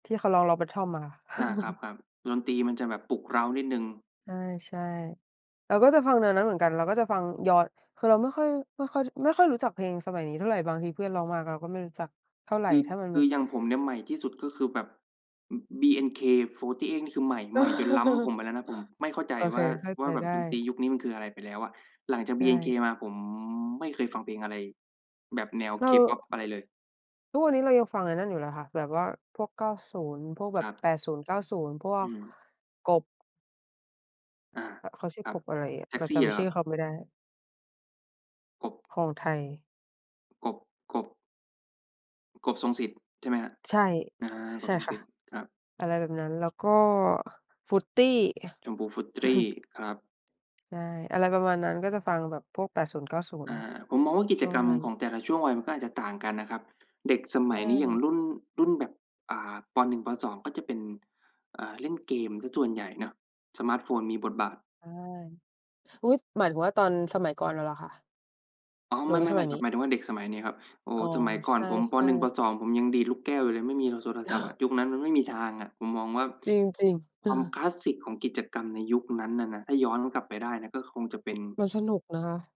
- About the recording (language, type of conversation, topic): Thai, unstructured, คุณชอบทำกิจกรรมอะไรในเวลาว่างช่วงสุดสัปดาห์?
- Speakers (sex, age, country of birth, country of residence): female, 20-24, Thailand, Thailand; male, 25-29, Thailand, Thailand
- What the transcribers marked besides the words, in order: chuckle; tapping; chuckle; other background noise; chuckle; chuckle